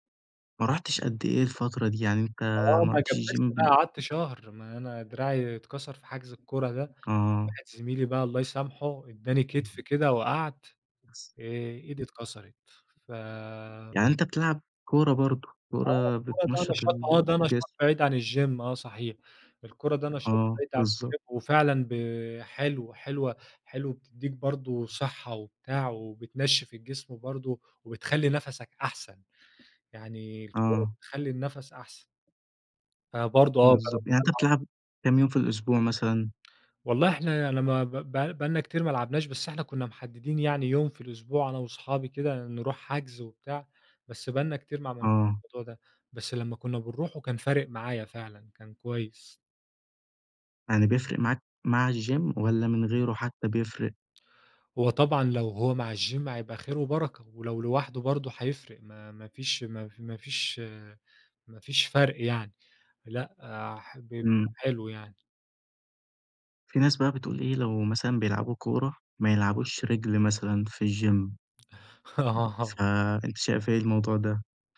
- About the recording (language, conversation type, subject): Arabic, podcast, إزاي تحافظ على نشاطك البدني من غير ما تروح الجيم؟
- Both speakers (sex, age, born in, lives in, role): male, 20-24, Egypt, Egypt, host; male, 25-29, Egypt, Egypt, guest
- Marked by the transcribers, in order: in English: "الgym"; tapping; other background noise; unintelligible speech; in English: "الgym"; in English: "الgym"; unintelligible speech; in English: "الgym"; in English: "الgym"; laughing while speaking: "آه"; in English: "الgym"